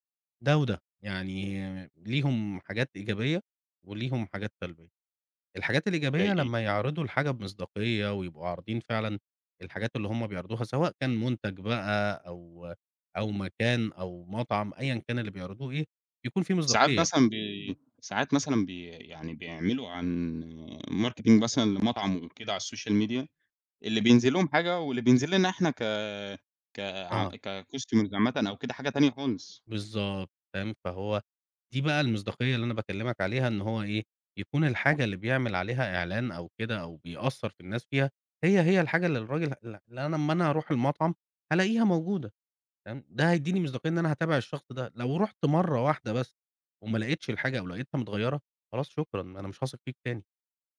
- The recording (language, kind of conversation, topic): Arabic, podcast, إزاي السوشيال ميديا غيّرت طريقتك في اكتشاف حاجات جديدة؟
- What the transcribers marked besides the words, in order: in English: "marketing"; in English: "الsocial media"; in English: "كcustomer"; unintelligible speech